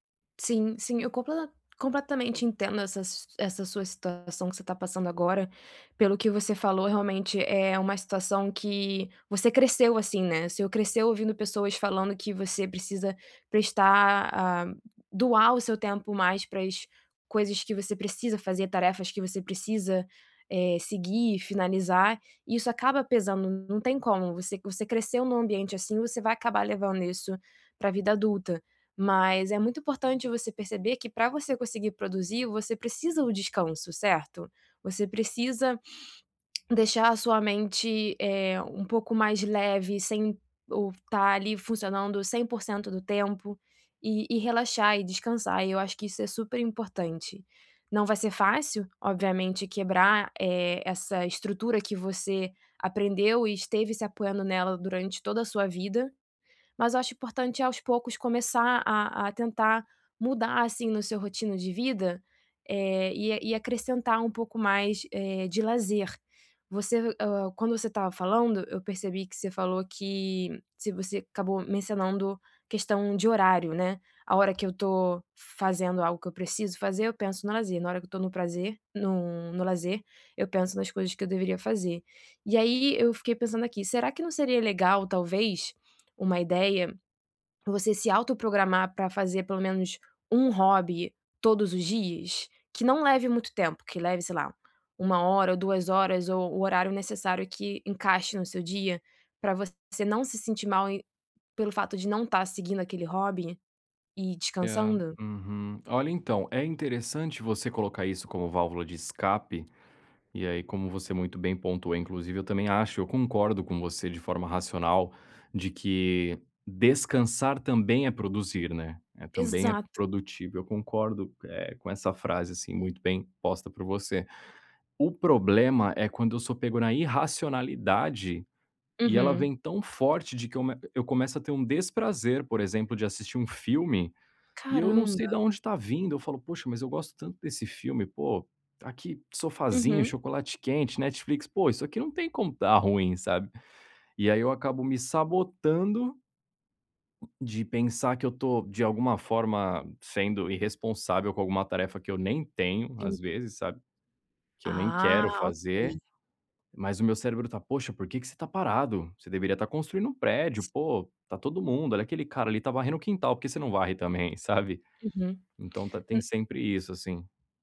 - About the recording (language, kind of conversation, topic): Portuguese, advice, Como posso relaxar e aproveitar meu tempo de lazer sem me sentir culpado?
- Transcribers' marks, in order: tapping; other background noise